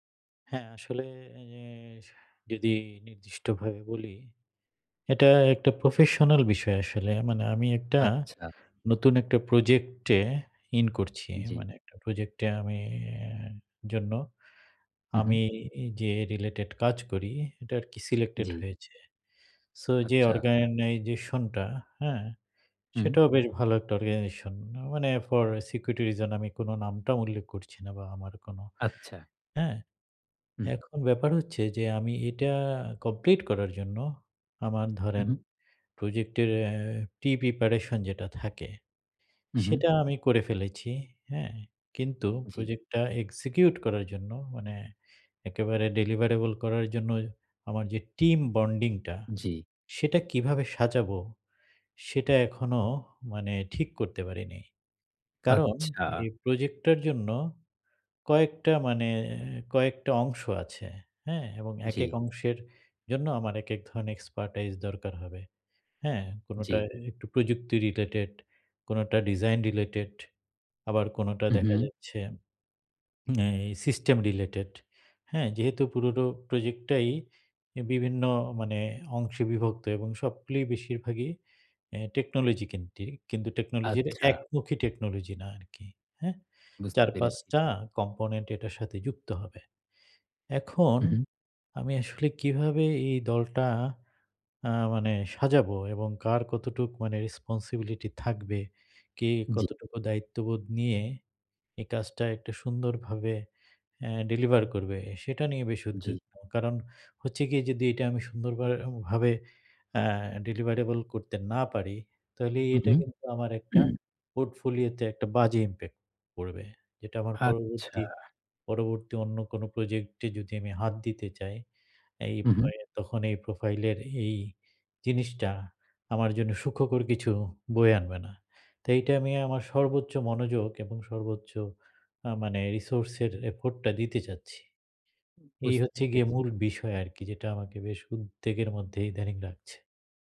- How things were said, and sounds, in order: other background noise; in English: "ফর সিকিউরিটি রিজন"; in English: "প্রি-প্রিপারেশন"; in English: "এক্সিকিউট"; in English: "ডেলিভারেবল"; in English: "টিম বন্ডিং"; tapping; in English: "এক্সপার্টাইজ"; "পুরো" said as "পুরোরো"; "কেন্দ্রিক" said as "কেন্দি"; in English: "রেসপনসিবিলিটি"; in English: "ডেলিভারেবল"; throat clearing
- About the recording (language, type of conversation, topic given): Bengali, advice, আমি কীভাবে একটি মজবুত ও দক্ষ দল গড়ে তুলে দীর্ঘমেয়াদে তা কার্যকরভাবে ধরে রাখতে পারি?